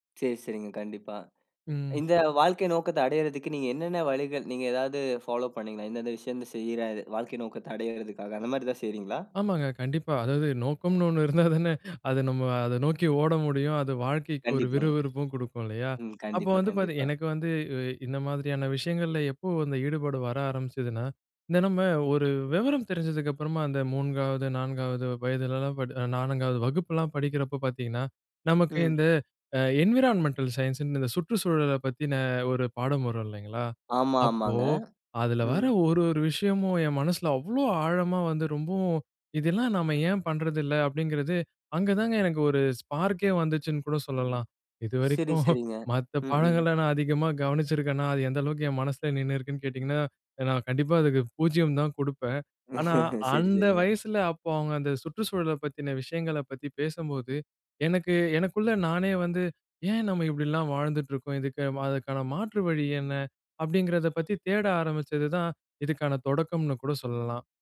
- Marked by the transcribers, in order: other background noise; in English: "ஃபாலோ"; "விஷயங்கள்" said as "விஷயந்த"; chuckle; tapping; other street noise; in English: "என்விரான்மென்டல் சயன்ஸ்ன்னு"; in English: "ஸ்பார்க்கே"; other noise; chuckle; laughing while speaking: "சரி, சரிங்க"
- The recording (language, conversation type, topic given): Tamil, podcast, உங்களுக்கு வாழ்க்கையின் நோக்கம் என்ன என்று சொல்ல முடியுமா?